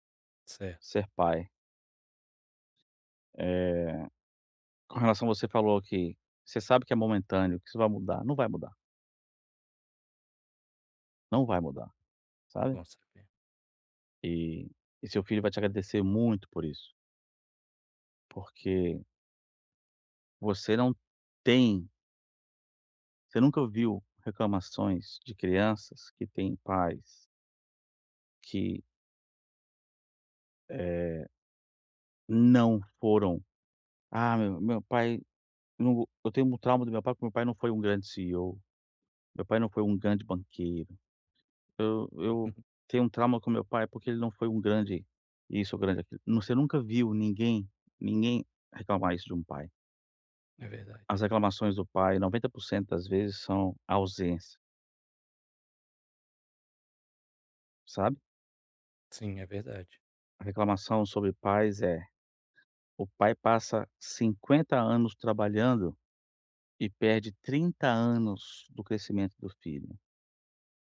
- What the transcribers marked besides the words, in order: laugh
- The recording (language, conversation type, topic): Portuguese, advice, Como posso evitar interrupções durante o trabalho?